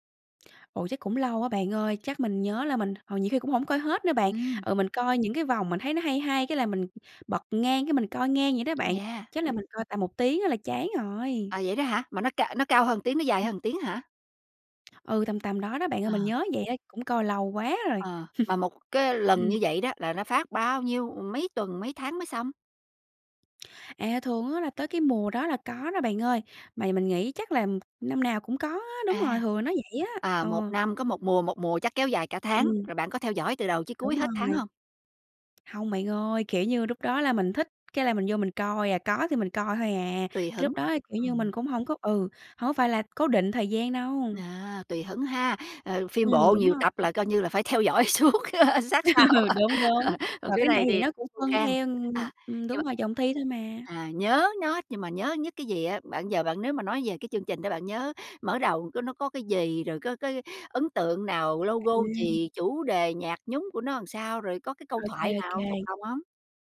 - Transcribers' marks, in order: tapping; tsk; chuckle; laughing while speaking: "suốt, ơ, sát sao"; laugh; in English: "logo"; unintelligible speech; "làm" said as "ừn"
- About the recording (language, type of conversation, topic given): Vietnamese, podcast, Bạn nhớ nhất chương trình truyền hình nào thời thơ ấu?